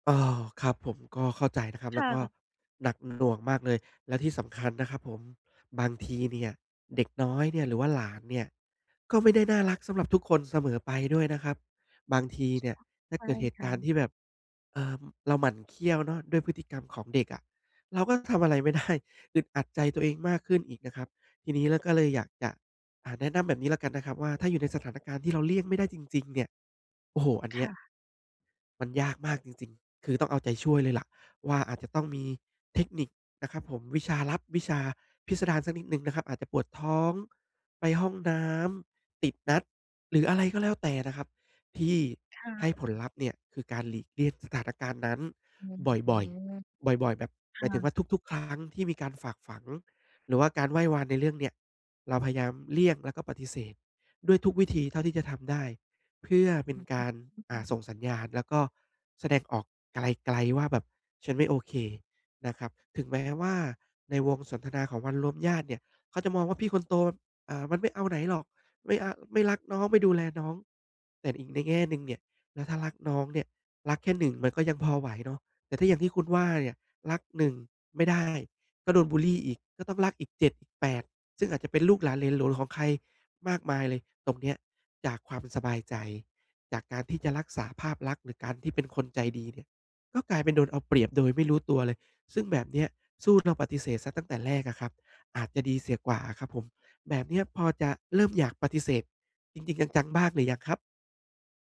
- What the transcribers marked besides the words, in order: other background noise
- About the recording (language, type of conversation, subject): Thai, advice, จะสื่อสารกับญาติอย่างไรเมื่อค่านิยมไม่ตรงกันในงานรวมญาติ?